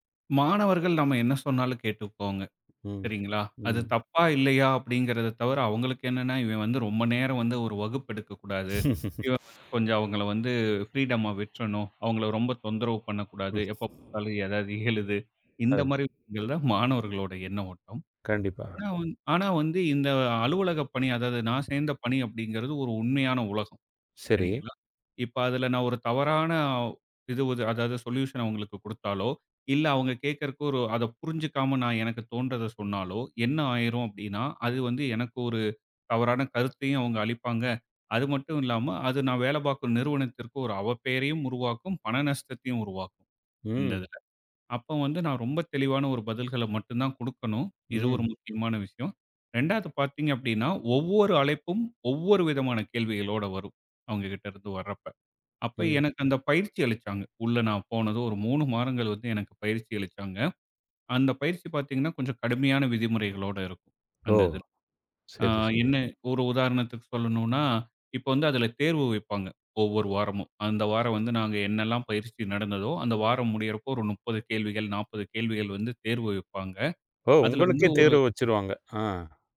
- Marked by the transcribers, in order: laugh; other background noise; in English: "ஃப்ரீடம்மா"; other noise; laughing while speaking: "ஏதாவது எழுது இந்த மாரி விஷயங்கள் தான் மாணவர்களோட"; in English: "சொலுயூசன்"
- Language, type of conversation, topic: Tamil, podcast, பணியில் மாற்றம் செய்யும் போது உங்களுக்கு ஏற்பட்ட மிகப் பெரிய சவால்கள் என்ன?